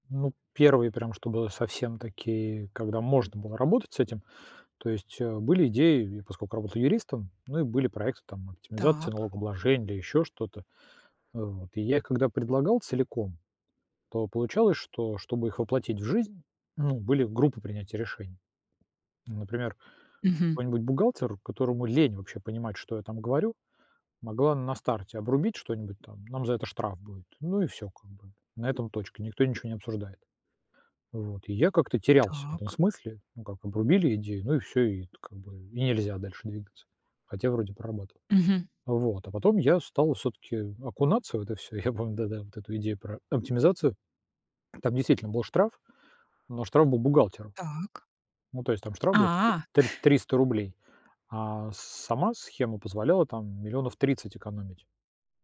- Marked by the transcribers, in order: laughing while speaking: "и я помню, да-да"; chuckle; unintelligible speech
- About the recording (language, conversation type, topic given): Russian, podcast, Нравится ли тебе делиться сырыми идеями и почему?